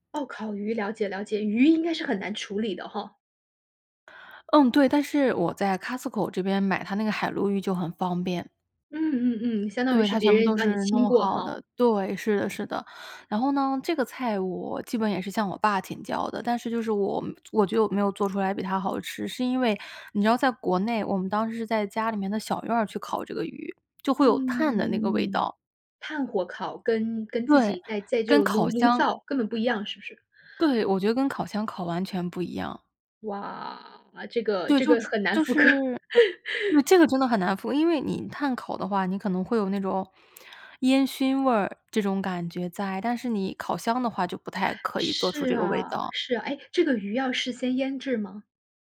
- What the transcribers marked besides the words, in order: drawn out: "嗯"; drawn out: "哇"; laughing while speaking: "刻"; laugh
- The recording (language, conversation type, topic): Chinese, podcast, 家里传下来的拿手菜是什么？